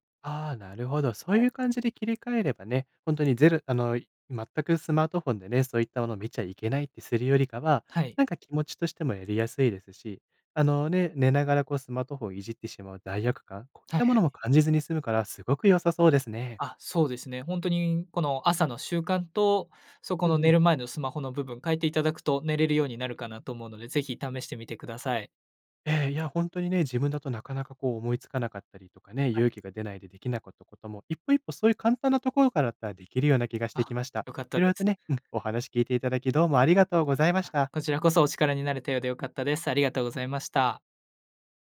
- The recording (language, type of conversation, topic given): Japanese, advice, 夜に寝つけず睡眠リズムが乱れているのですが、どうすれば整えられますか？
- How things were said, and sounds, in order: none